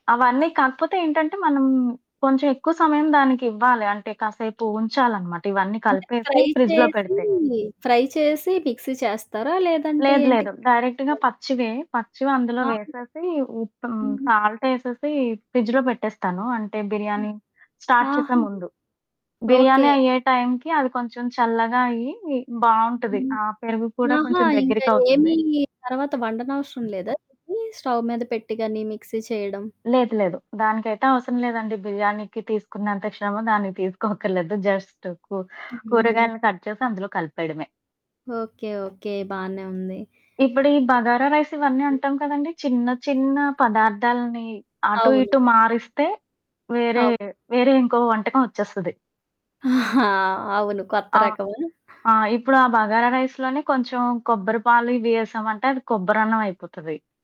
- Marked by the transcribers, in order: static; other background noise; in English: "ఫ్రై"; in English: "ఫ్రై"; in English: "డైరెక్ట్‌గా"; in English: "సాల్ట్"; in English: "ఫ్రిడ్జ్‌లో"; in English: "స్టార్ట్"; distorted speech; in English: "స్టవ్"; laughing while speaking: "తీసుకోక్కర్లేదు"; in English: "జస్ట్"; in English: "కట్"; in English: "రైస్"; chuckle; in English: "రైస్"
- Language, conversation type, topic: Telugu, podcast, ఇంట్లో వంటకాల రెసిపీలు తరతరాలుగా ఎలా కొనసాగుతాయో మీరు చెప్పగలరా?